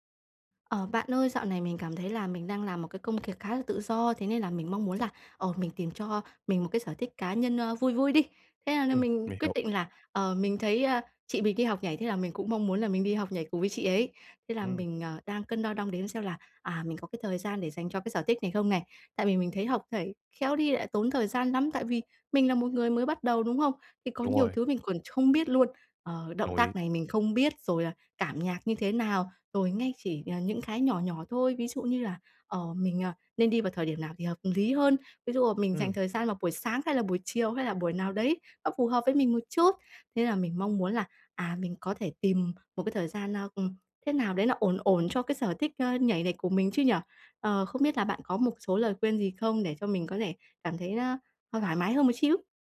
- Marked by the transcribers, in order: tapping; "việc" said as "kiệc"; "xíu" said as "síu"
- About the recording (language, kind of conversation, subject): Vietnamese, advice, Làm sao để tìm thời gian cho sở thích cá nhân của mình?